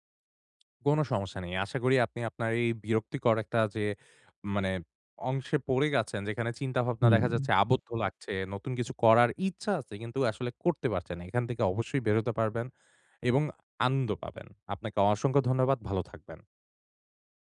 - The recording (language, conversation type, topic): Bengali, advice, বোর হয়ে গেলে কীভাবে মনোযোগ ফিরে আনবেন?
- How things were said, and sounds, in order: none